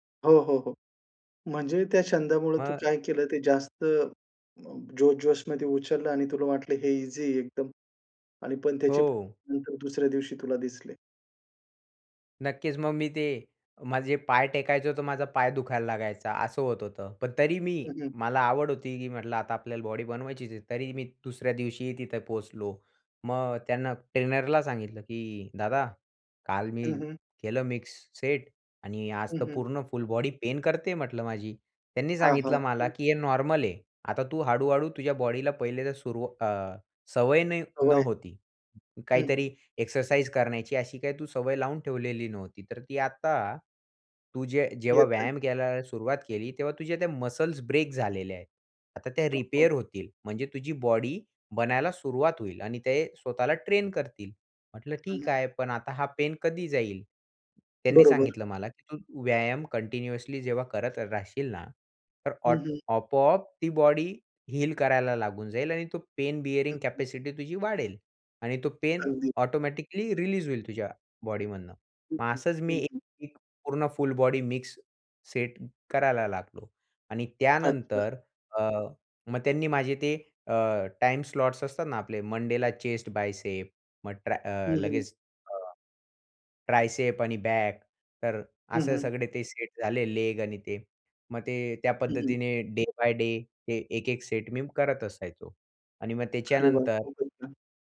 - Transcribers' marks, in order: other noise; unintelligible speech; in English: "कंटिन्युअसली"; in English: "हील"; in English: "बियरिंग"; in English: "चेस्ट बायसेप"; in English: "ट्रायसेप"; tapping
- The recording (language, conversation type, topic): Marathi, podcast, एखादा नवीन छंद सुरू कसा करावा?